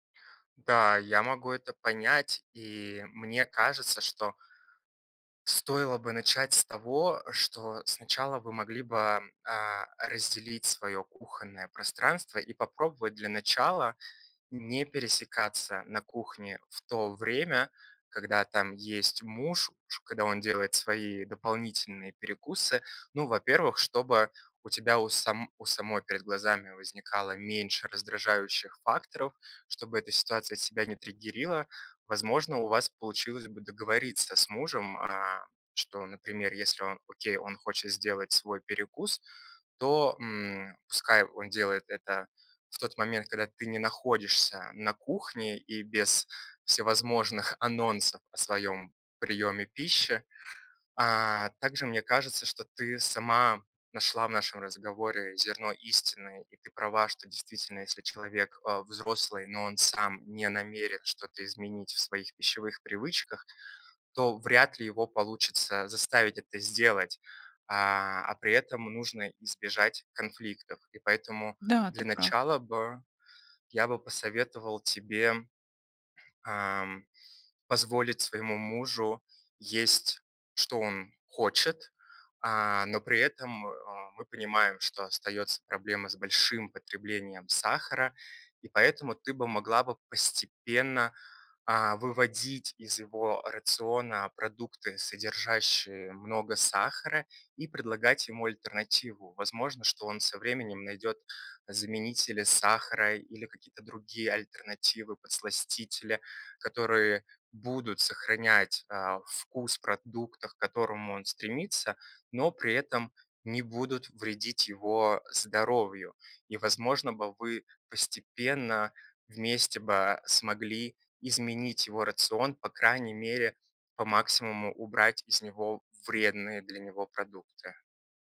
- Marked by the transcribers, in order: tapping
- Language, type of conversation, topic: Russian, advice, Как договориться с домочадцами, чтобы они не мешали моим здоровым привычкам?